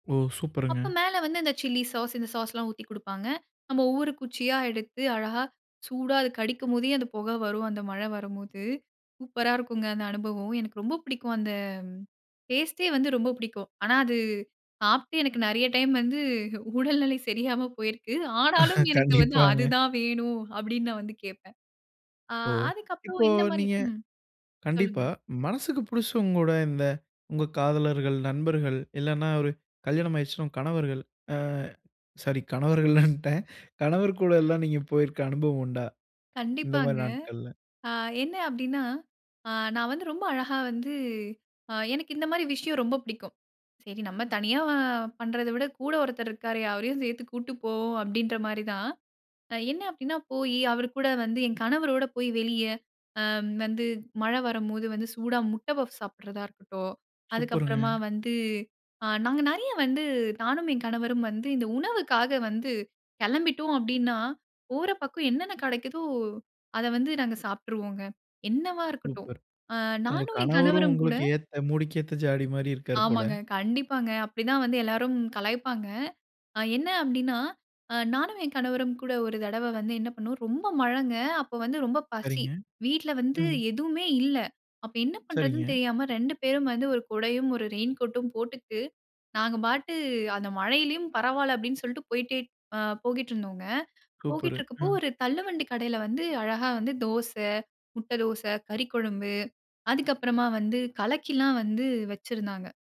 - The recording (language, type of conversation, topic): Tamil, podcast, மழை நாளில் நீங்கள் சாப்பிட்ட ஒரு சிற்றுண்டியைப் பற்றி சொல்ல முடியுமா?
- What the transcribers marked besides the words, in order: laughing while speaking: "உடல்நிலை சரியாம போயிருக்குது. ஆனாலும் எனக்கு வந்து அதுதான் வேணும். அப்படின்னு நான் வந்து கேப்பேன்"; laughing while speaking: "கண்டிப்பாங்க"; laughing while speaking: "சாரி கணவர்கள்ன்னுட்டேன்"